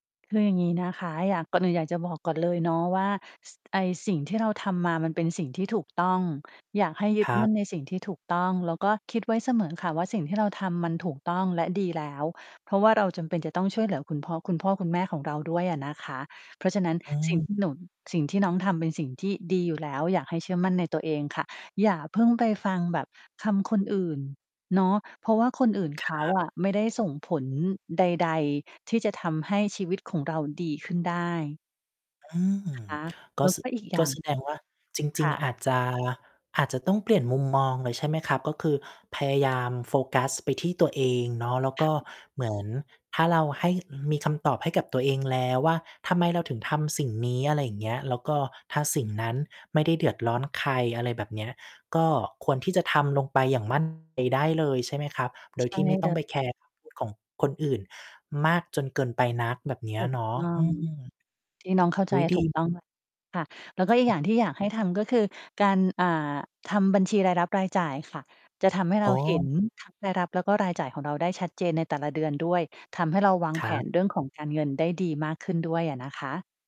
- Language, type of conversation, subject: Thai, advice, คุณกังวลเรื่องการเงินและค่าใช้จ่ายที่เพิ่มขึ้นอย่างไรบ้าง?
- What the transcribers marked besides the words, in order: distorted speech; tapping; other background noise